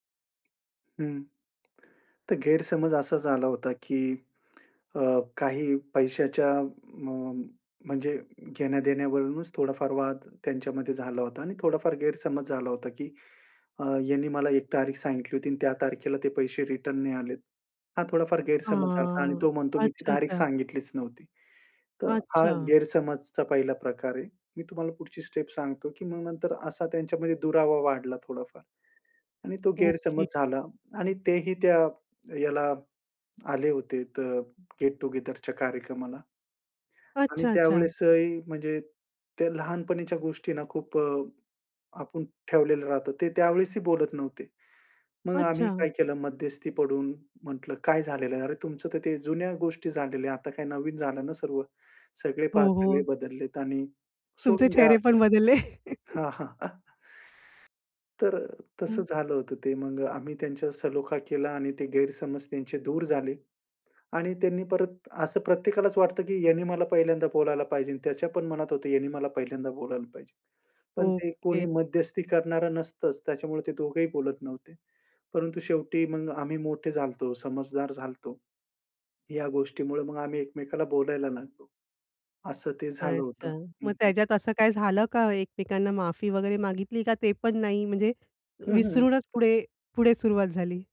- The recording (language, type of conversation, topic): Marathi, podcast, जुनी मैत्री पुन्हा नव्याने कशी जिवंत कराल?
- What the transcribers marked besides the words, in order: lip smack; inhale; in English: "रिटर्न"; inhale; in English: "स्टेप"; fan; lip smack; in English: "गेट टु गेदरच्या"; inhale; inhale; joyful: "तुमचे चेहरे पण बदलले"; chuckle; other background noise